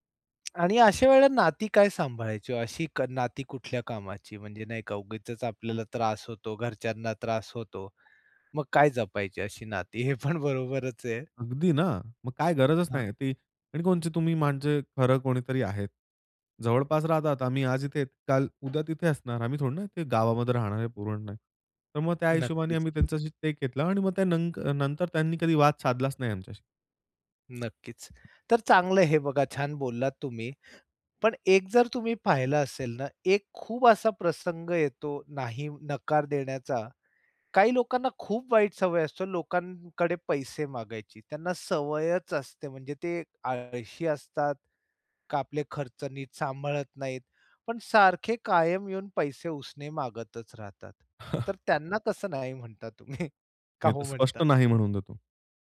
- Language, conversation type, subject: Marathi, podcast, लोकांना नकार देण्याची भीती दूर कशी करावी?
- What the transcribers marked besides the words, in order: tapping; laughing while speaking: "हे पण बरोबरच आहे"; other noise; "माझे" said as "माणजं"; other background noise; background speech; chuckle; laughing while speaking: "तुम्ही?"; chuckle